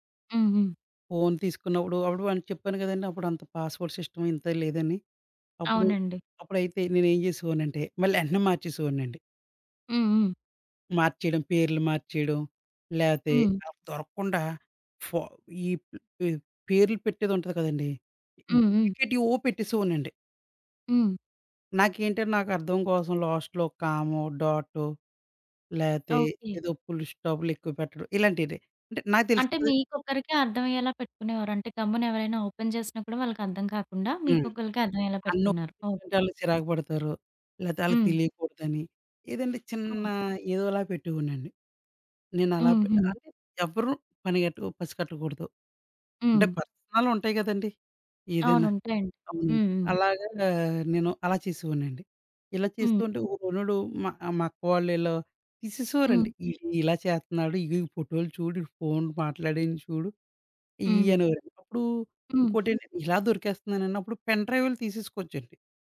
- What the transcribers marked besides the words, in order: in English: "పాస్‌వర్డ్ సిస్టమ్"; other background noise; unintelligible speech; in English: "లాస్ట్‌లో"; in English: "ఓపెన్"; unintelligible speech
- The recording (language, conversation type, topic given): Telugu, podcast, ప్లేలిస్టుకు పేరు పెట్టేటప్పుడు మీరు ఏ పద్ధతిని అనుసరిస్తారు?